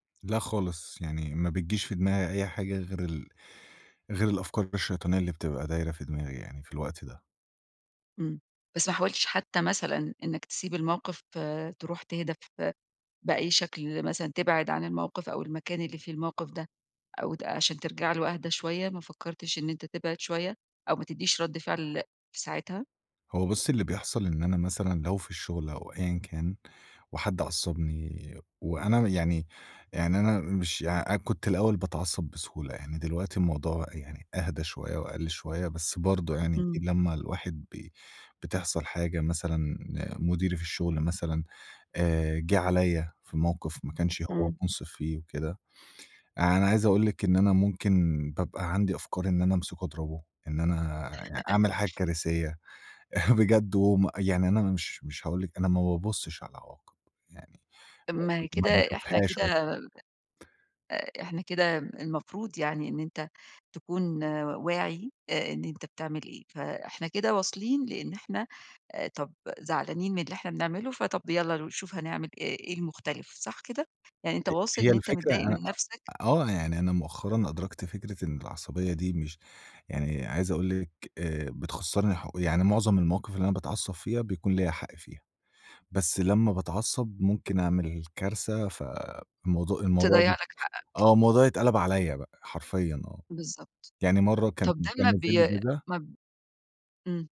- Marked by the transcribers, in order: other background noise; tapping; laugh; laughing while speaking: "بجد"
- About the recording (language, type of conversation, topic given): Arabic, advice, إزاي أقدر أغيّر عادة انفعالية مدمّرة وأنا حاسس إني مش لاقي أدوات أتحكّم بيها؟